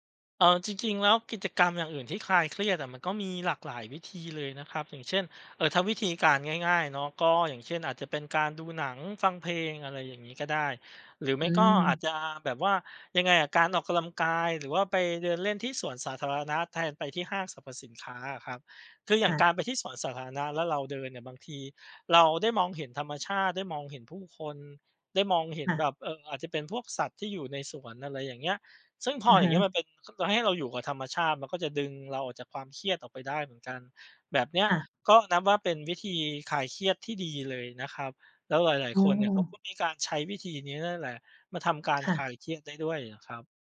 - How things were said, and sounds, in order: "กำลังกาย" said as "กะลังกาย"
- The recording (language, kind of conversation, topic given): Thai, advice, เมื่อเครียด คุณเคยเผลอใช้จ่ายแบบหุนหันพลันแล่นไหม?